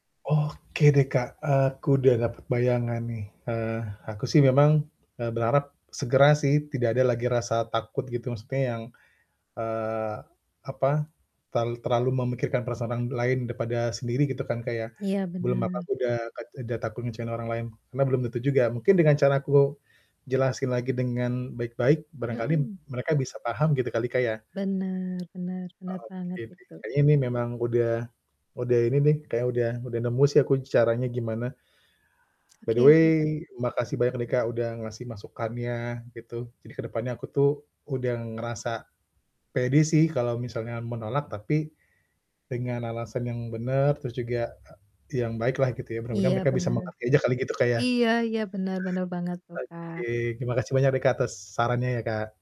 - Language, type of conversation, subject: Indonesian, advice, Bagaimana cara saya menolak permintaan orang lain tanpa merasa bersalah atau takut mengecewakan mereka?
- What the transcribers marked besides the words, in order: static; distorted speech; other background noise; in English: "By the way"